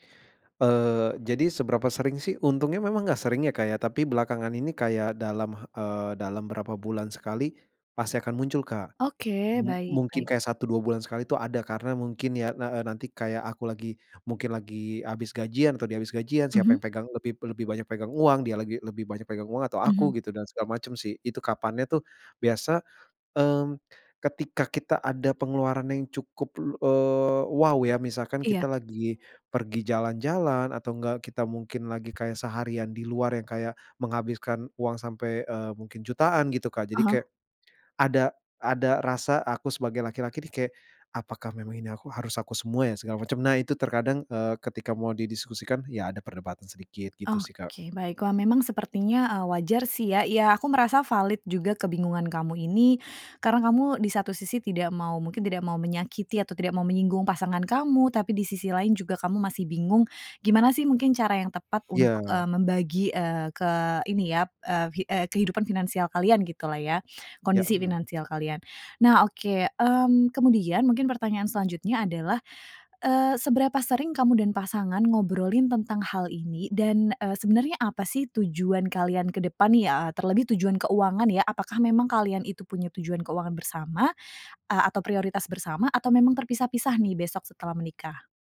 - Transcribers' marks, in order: tapping; other background noise
- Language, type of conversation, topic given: Indonesian, advice, Bagaimana cara membicarakan dan menyepakati pengeluaran agar saya dan pasangan tidak sering berdebat?